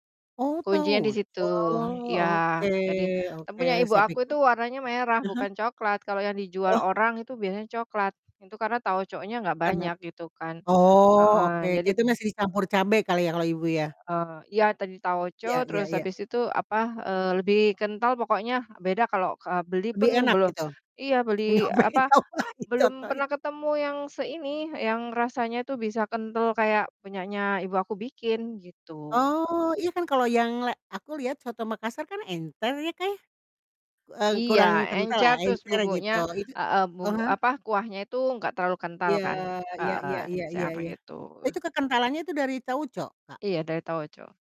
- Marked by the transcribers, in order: drawn out: "tauco"; other noise; other background noise; laughing while speaking: "Nyobain, coba dicontohin"; "encer" said as "enter"; mechanical hum
- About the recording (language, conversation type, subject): Indonesian, podcast, Apa makanan warisan keluarga yang paling sering dimasak saat kamu masih kecil?